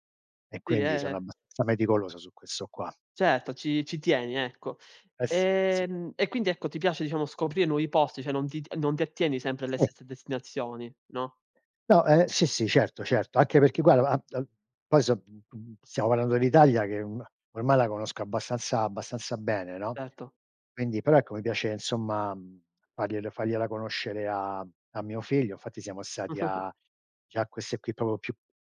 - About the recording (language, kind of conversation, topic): Italian, unstructured, Come scegli una destinazione per una vacanza?
- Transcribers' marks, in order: "Sì" said as "tì"; "abbastanza" said as "abbazza"; "questo" said as "quesso"; "Certo" said as "cetto"; unintelligible speech; chuckle; "proprio" said as "propo"